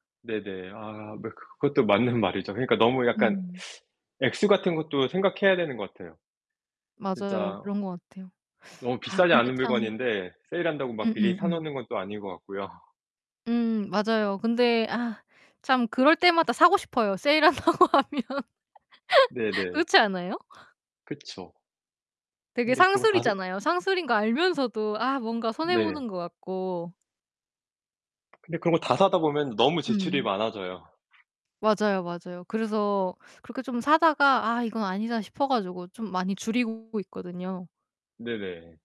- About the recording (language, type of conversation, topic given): Korean, unstructured, 돈을 잘 쓰는 사람과 그렇지 않은 사람의 차이는 무엇일까요?
- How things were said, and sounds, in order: teeth sucking; other background noise; laughing while speaking: "세일한다고 하면. 그렇지 않아요?"; laugh; distorted speech